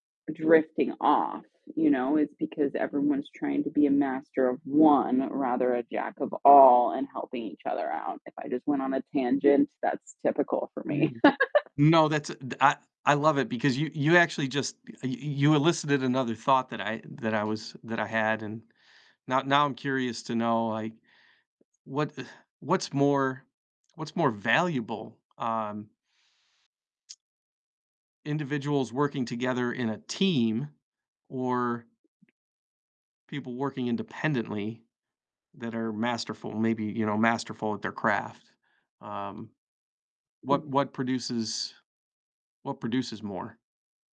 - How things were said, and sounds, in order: distorted speech; tapping; stressed: "all"; laugh; other background noise; static
- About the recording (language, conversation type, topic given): English, unstructured, How do you decide between focusing deeply on one skill or developing a variety of abilities?
- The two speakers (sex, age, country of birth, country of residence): female, 35-39, United States, United States; male, 55-59, United States, United States